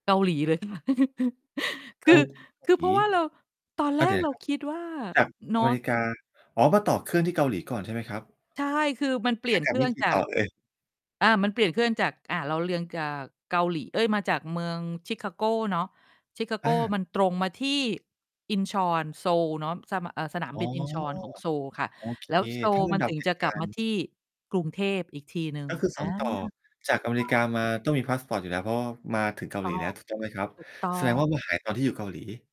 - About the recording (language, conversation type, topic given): Thai, podcast, คุณเคยทำพาสปอร์ตหายระหว่างเดินทางไหม?
- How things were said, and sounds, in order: distorted speech; chuckle; tapping; mechanical hum; "เรียงจาก" said as "เรืองกาก"; static